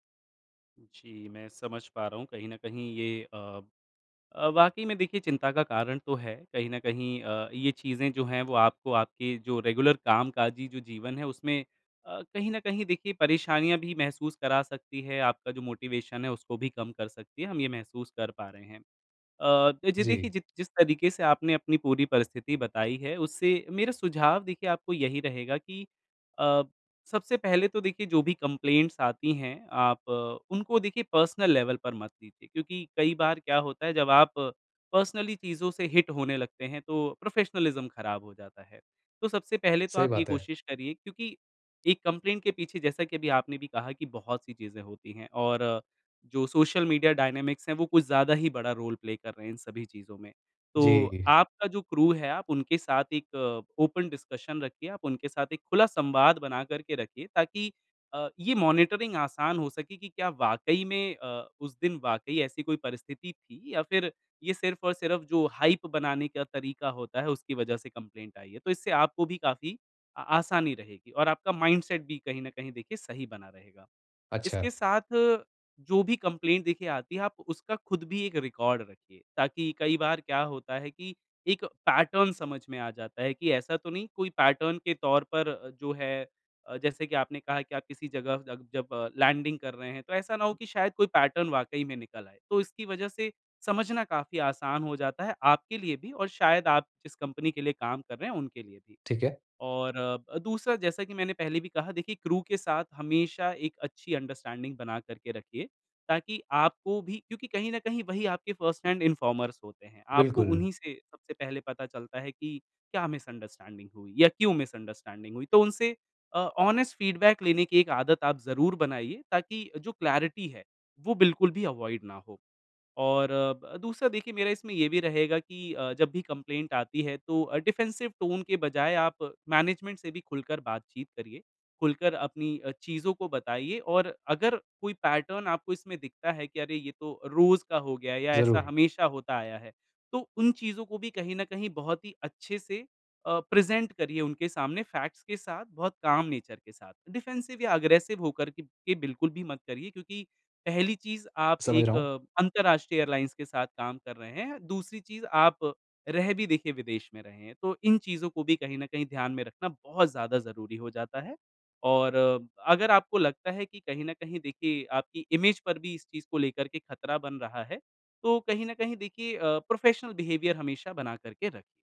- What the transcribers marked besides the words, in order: in English: "रेगुलर"; in English: "मोटिवेशन"; in English: "कंप्लेंट्स"; in English: "पर्सनल लेवल"; in English: "पर्सनली"; in English: "हिट"; in English: "प्रोफ़ेशनलिज़्म"; in English: "कम्प्लेन्ट"; in English: "डायनामिक्स"; in English: "रोल प्ले"; in English: "क्रू"; in English: "ओपन डिस्कशन"; in English: "मॉनिटरिंग"; in English: "हाइप"; in English: "कम्प्लेन्ट"; in English: "माइंडसेट"; in English: "कम्प्लेन्ट"; in English: "रिकॉर्ड"; in English: "पैटर्न"; in English: "पैटर्न"; in English: "लैंडिंग"; in English: "पैटर्न"; other background noise; in English: "क्रू"; in English: "अंडरस्टैंडिंग"; in English: "फ़र्स्ट हैंड इन्फॉर्मर्स"; in English: "मिसअंडरस्टैंडिंग"; in English: "मिसअंडरस्टैंडिंग"; in English: "ऑनिस्ट फ़ीडबैक"; in English: "क्लैरिटी"; in English: "अवॉइड"; in English: "कम्प्लेन्ट"; in English: "डिफेंसिव टोन"; in English: "मैनेजमेंट"; in English: "पैटर्न"; in English: "प्रेज़ेंट"; in English: "फैक्ट्स"; in English: "काम नेचर"; in English: "डिफ़ेंसिव"; in English: "एग्रेसिव"; in English: "इमेज"; in English: "प्रोफ़ेशनल बिहेवियर"
- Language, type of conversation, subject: Hindi, advice, नई नौकरी और अलग कामकाजी वातावरण में ढलने का आपका अनुभव कैसा रहा है?